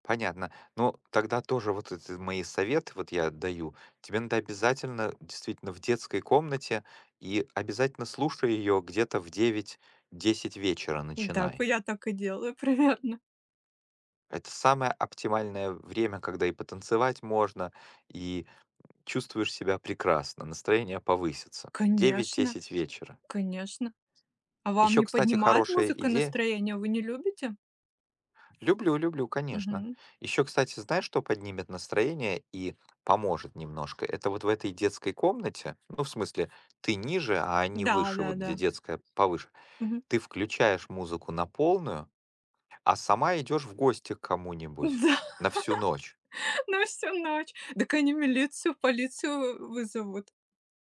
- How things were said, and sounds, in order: laughing while speaking: "примерно"; background speech; other background noise; tapping; laughing while speaking: "Да"; chuckle
- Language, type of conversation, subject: Russian, unstructured, Как вы обычно справляетесь с плохим настроением?